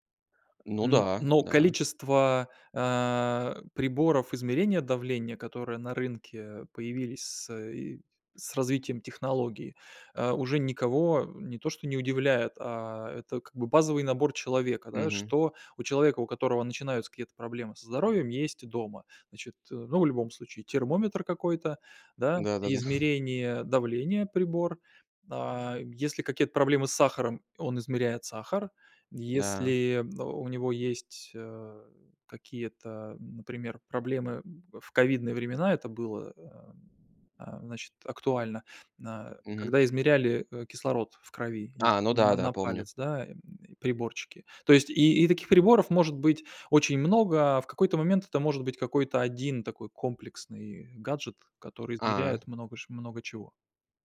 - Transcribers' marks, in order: chuckle
- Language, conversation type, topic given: Russian, podcast, Какие изменения принесут технологии в сфере здоровья и медицины?